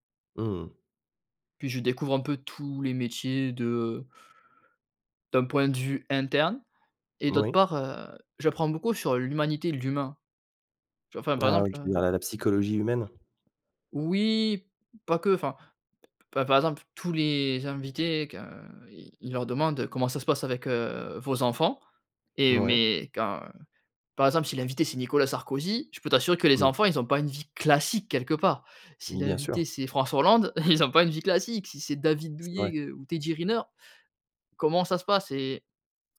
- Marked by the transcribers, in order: stressed: "classique"; laugh
- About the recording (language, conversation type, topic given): French, podcast, Comment cultives-tu ta curiosité au quotidien ?